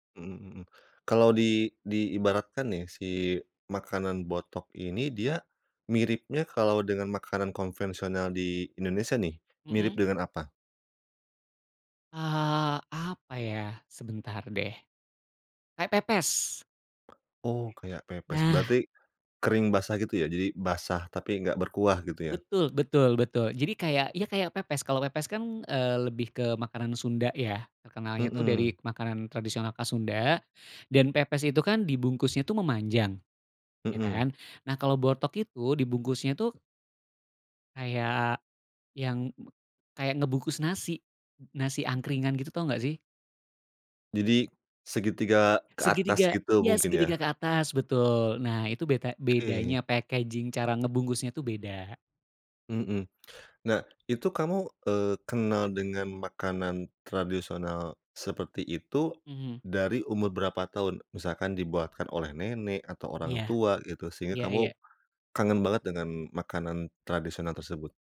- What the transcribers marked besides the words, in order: stressed: "kayak pepes"; other background noise; in English: "packaging"
- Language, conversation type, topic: Indonesian, podcast, Apa makanan tradisional yang selalu bikin kamu kangen?